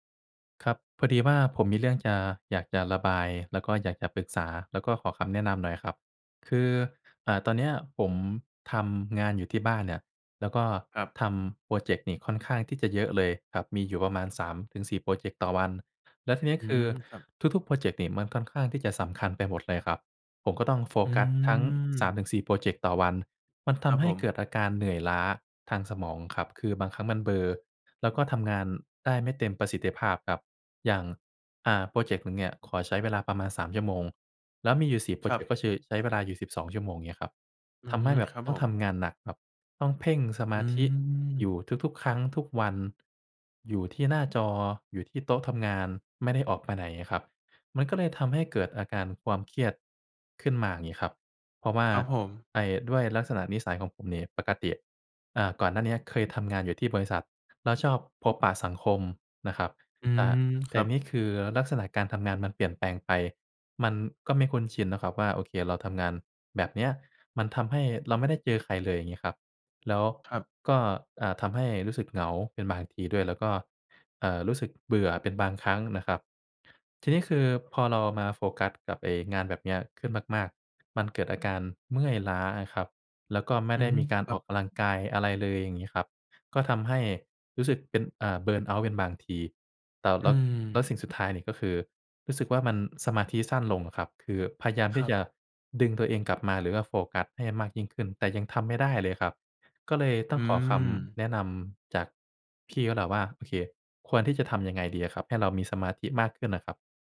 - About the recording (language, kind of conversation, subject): Thai, advice, อยากฝึกสมาธิทุกวันแต่ทำไม่ได้ต่อเนื่อง
- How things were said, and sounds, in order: "คือ" said as "ชือ"; in English: "เบิร์นเอาต์"